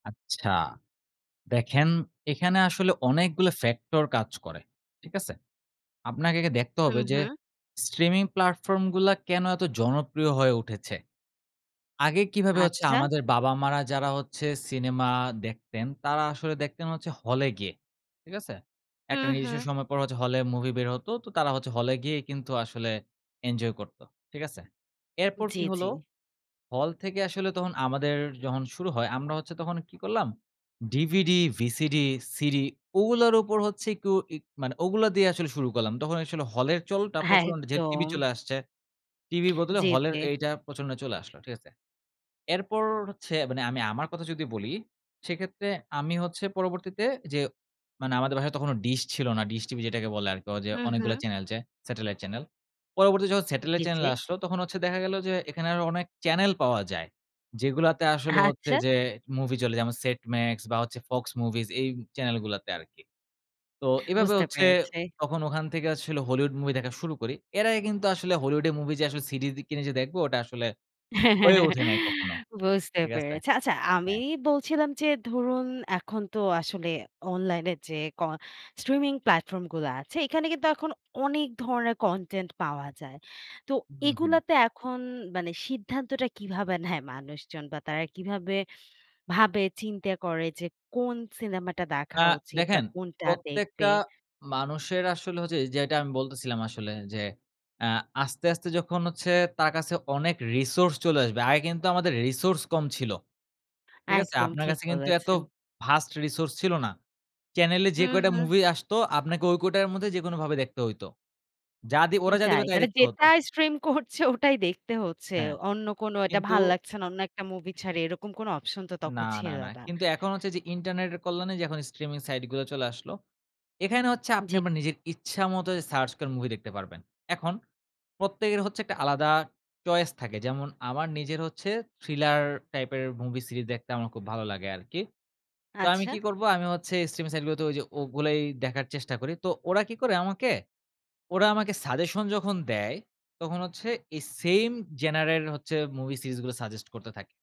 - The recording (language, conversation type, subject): Bengali, podcast, স্ট্রিমিং প্ল্যাটফর্মে কনটেন্ট নির্বাচন কেমন পরিবর্তিত হয়েছে?
- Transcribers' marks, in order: chuckle; in English: "ভাস্ট রিসোর্স"; scoff